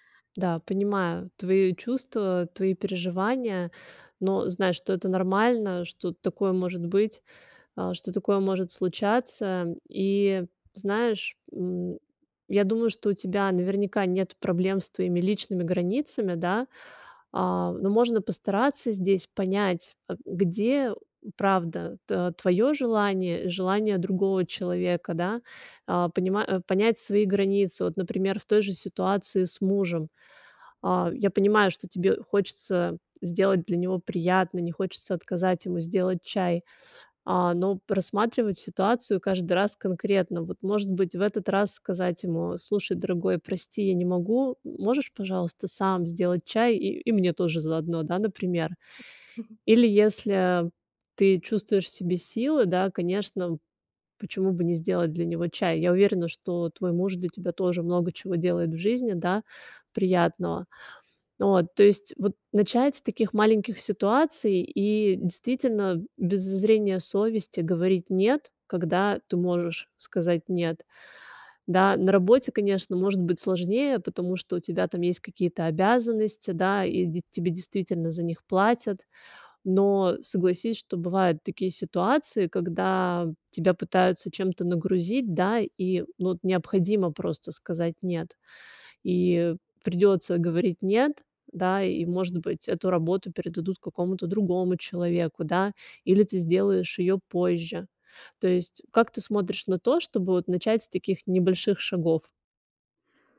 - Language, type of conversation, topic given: Russian, advice, Почему мне трудно говорить «нет» из-за желания угодить другим?
- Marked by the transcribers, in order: other noise